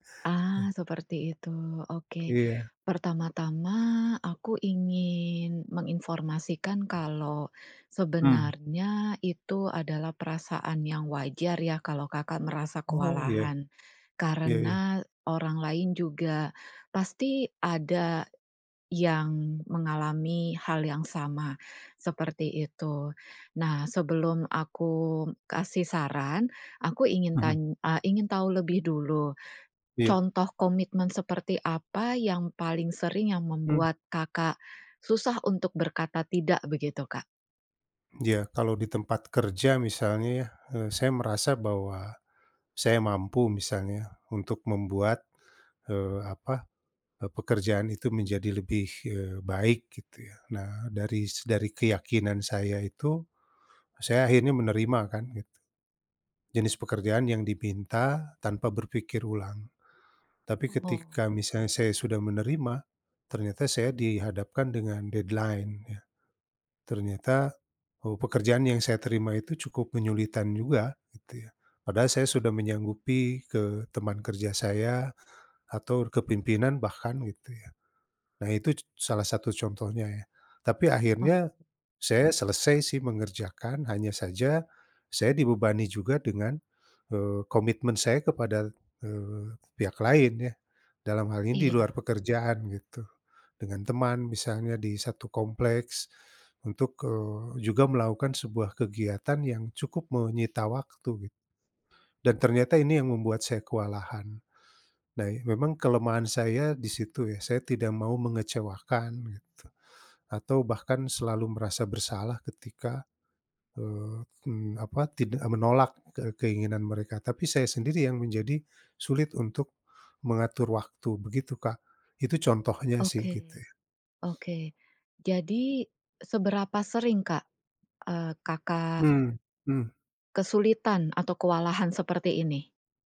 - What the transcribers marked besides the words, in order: in English: "deadline"; tapping; "menyulitkan" said as "menyulitan"; other background noise
- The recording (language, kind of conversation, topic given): Indonesian, advice, Bagaimana cara mengatasi terlalu banyak komitmen sehingga saya tidak mudah kewalahan dan bisa berkata tidak?